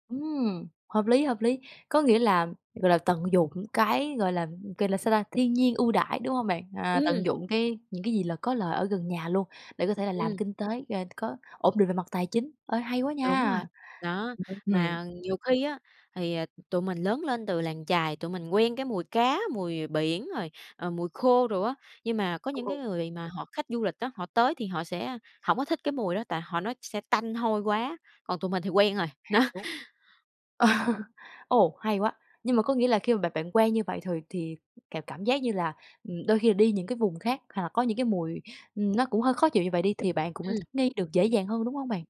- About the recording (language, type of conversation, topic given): Vietnamese, podcast, Bạn rút ra điều gì từ việc sống gần sông, biển, núi?
- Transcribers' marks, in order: tapping; other background noise; unintelligible speech; laugh; laughing while speaking: "đó"